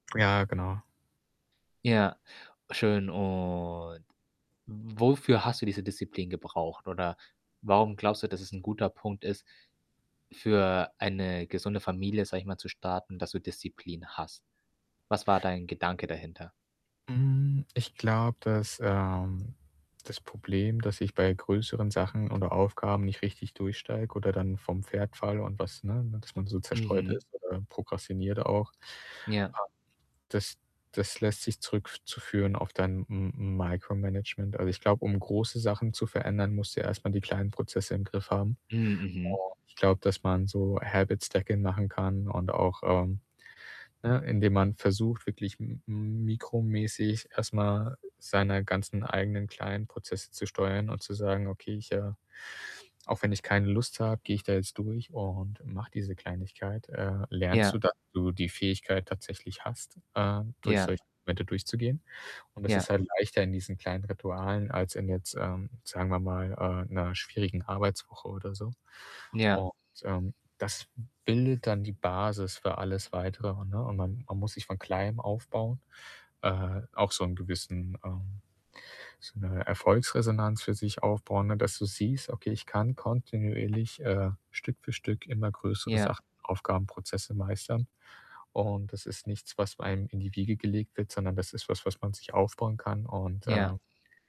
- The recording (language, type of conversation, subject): German, podcast, Hast du Rituale, mit denen du deinen Fokus zuverlässig in Gang bringst?
- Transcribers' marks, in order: static; other background noise; drawn out: "Und"; distorted speech; in English: "Habit Stackin"